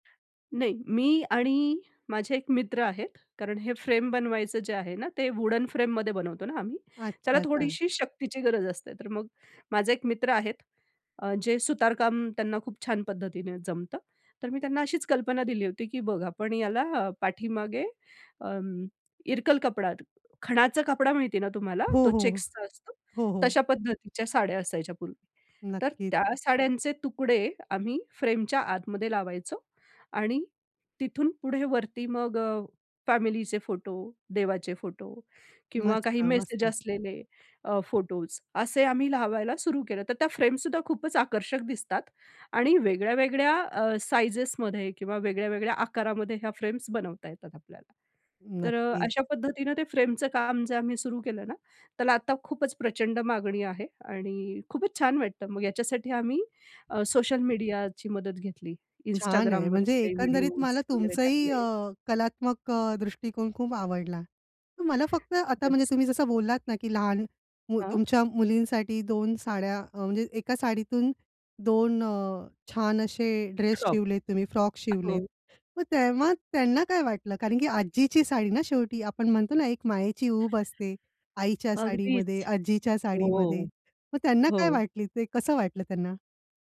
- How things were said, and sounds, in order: tapping; in English: "वुडन"; other background noise
- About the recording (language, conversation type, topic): Marathi, podcast, जुन्या कपड्यांना नवे आयुष्य देण्यासाठी कोणत्या कल्पना वापरता येतील?